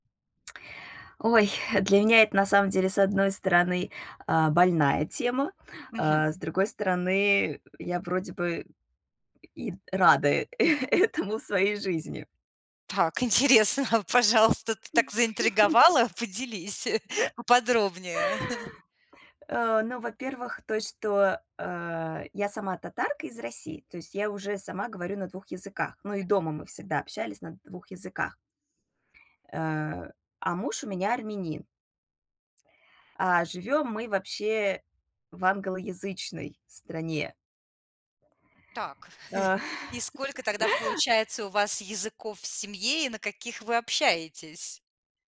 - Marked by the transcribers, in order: laughing while speaking: "этому"; laughing while speaking: "Так, интересно, а пожалуйста"; laugh; chuckle; chuckle
- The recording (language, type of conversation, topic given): Russian, podcast, Можешь поделиться историей о том, как в вашей семье смешиваются языки?